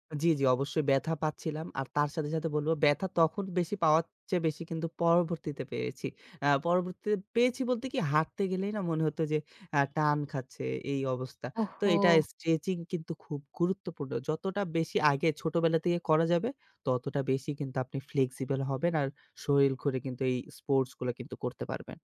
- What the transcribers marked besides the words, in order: horn
- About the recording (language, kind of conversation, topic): Bengali, podcast, বাড়িতে করার মতো সহজ ব্যায়াম আপনি কোনগুলো পছন্দ করেন?